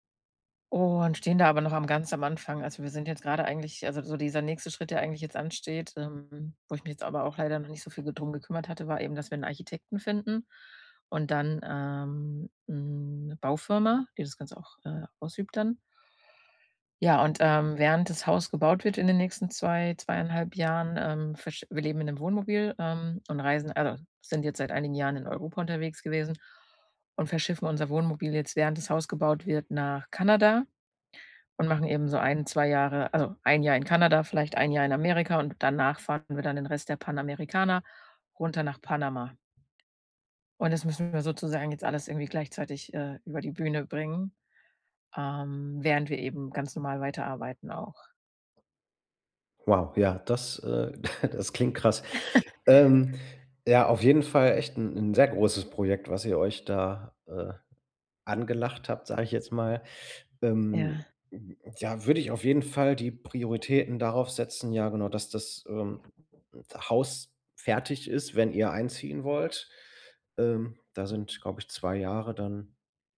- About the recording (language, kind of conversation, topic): German, advice, Wie kann ich Dringendes von Wichtigem unterscheiden, wenn ich meine Aufgaben plane?
- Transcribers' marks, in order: other background noise; tapping; snort; snort